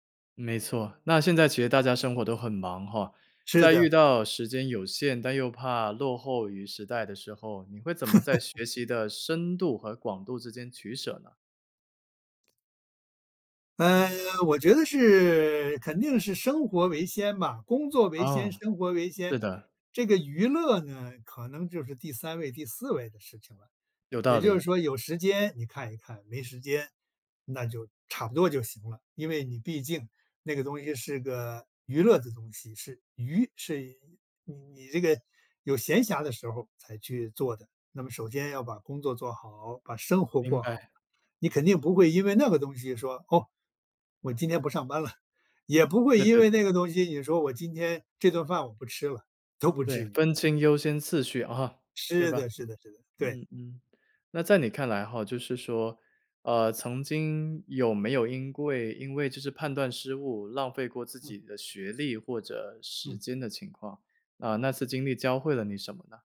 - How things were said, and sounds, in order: other background noise; laugh
- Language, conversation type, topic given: Chinese, podcast, 面对信息爆炸时，你会如何筛选出值得重新学习的内容？